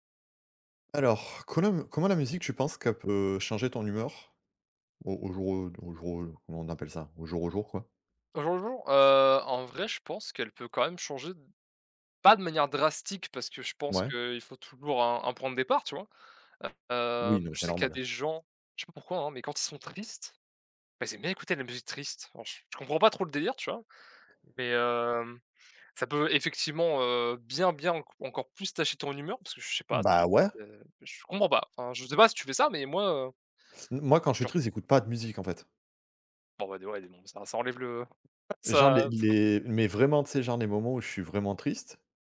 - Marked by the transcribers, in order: "comment-" said as "connum"; tapping; stressed: "Bah"; unintelligible speech
- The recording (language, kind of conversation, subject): French, unstructured, Comment la musique peut-elle changer ton humeur ?